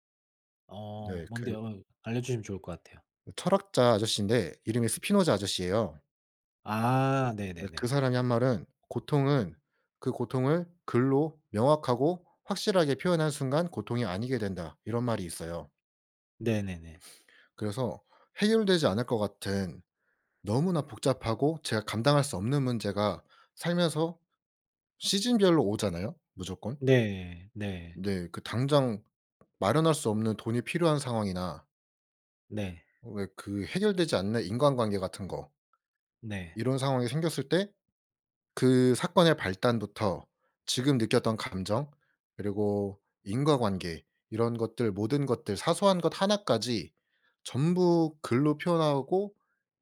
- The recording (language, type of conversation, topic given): Korean, unstructured, 좋은 감정을 키우기 위해 매일 실천하는 작은 습관이 있으신가요?
- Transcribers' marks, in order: tapping; other background noise